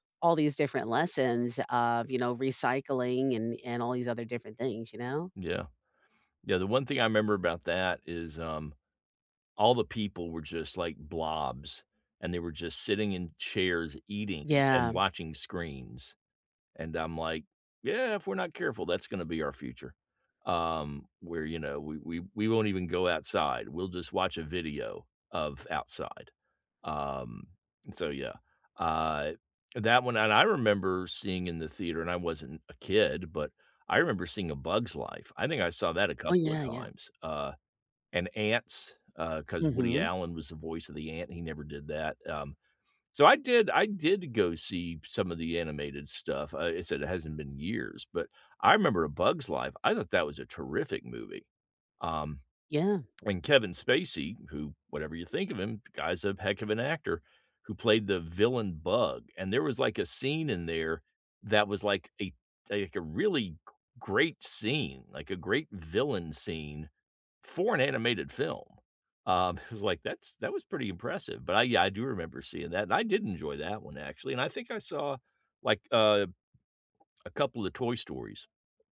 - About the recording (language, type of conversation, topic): English, unstructured, Which animated movies do you unabashedly love like a kid, and what memories make them special?
- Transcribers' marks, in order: none